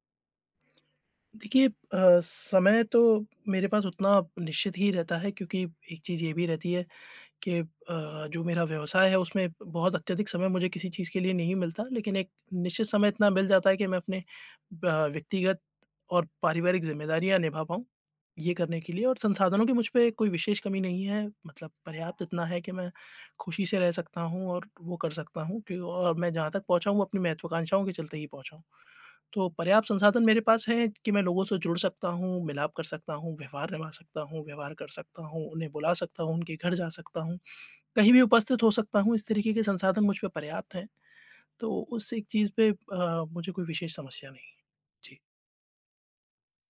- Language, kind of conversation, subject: Hindi, advice, क्या अत्यधिक महत्वाकांक्षा और व्यवहारिकता के बीच संतुलन बनाकर मैं अपने लक्ष्यों को बेहतर ढंग से हासिल कर सकता/सकती हूँ?
- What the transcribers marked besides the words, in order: tapping